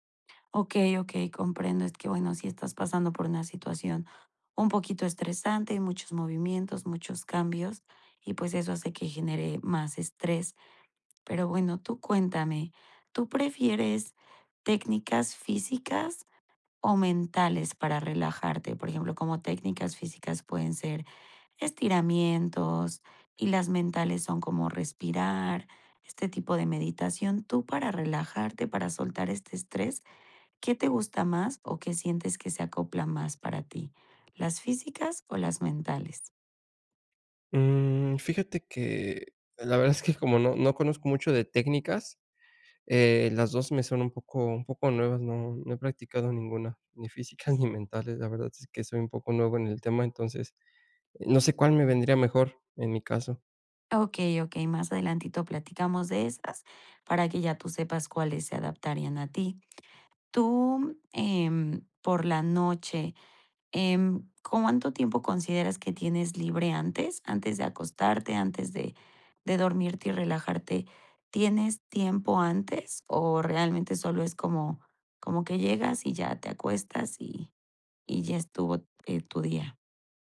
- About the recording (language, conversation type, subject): Spanish, advice, ¿Cómo puedo soltar la tensión después de un día estresante?
- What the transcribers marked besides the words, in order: laughing while speaking: "física"